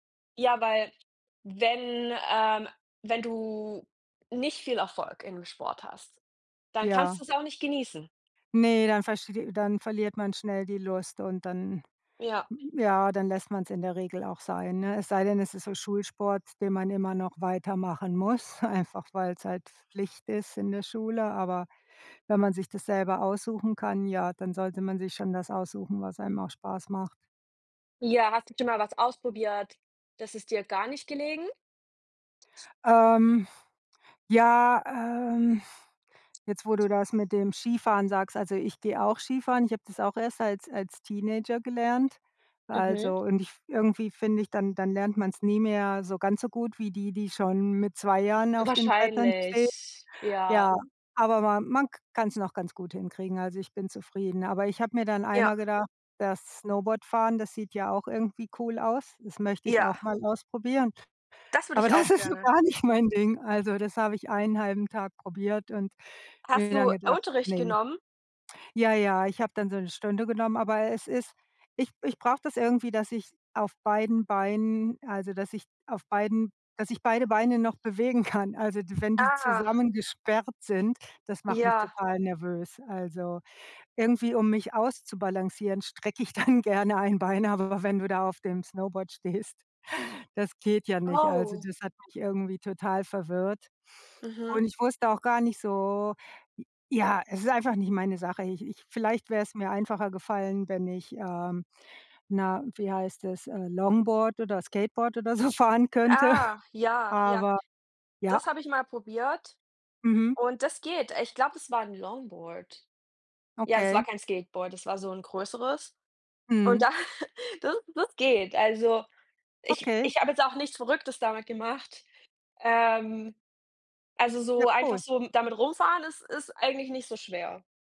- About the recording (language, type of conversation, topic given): German, unstructured, Welche Sportarten machst du am liebsten und warum?
- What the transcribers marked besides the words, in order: chuckle; laughing while speaking: "Aber das ist so gar nicht mein Ding"; laughing while speaking: "dann gerne ein Bein"; laughing while speaking: "stehst"; laughing while speaking: "so fahren könnte"; laughing while speaking: "da"